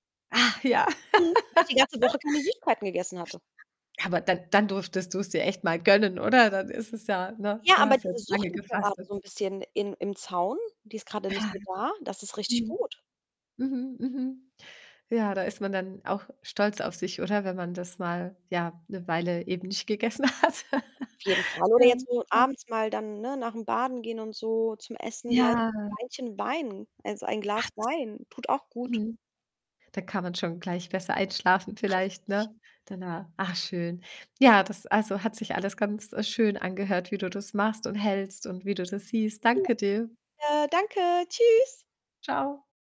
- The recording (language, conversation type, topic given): German, podcast, Wie bringst du Unterstützung für andere und deine eigene Selbstfürsorge in ein gutes Gleichgewicht?
- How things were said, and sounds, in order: distorted speech; laugh; laughing while speaking: "hat"; laugh; other background noise; drawn out: "Ja"; unintelligible speech; unintelligible speech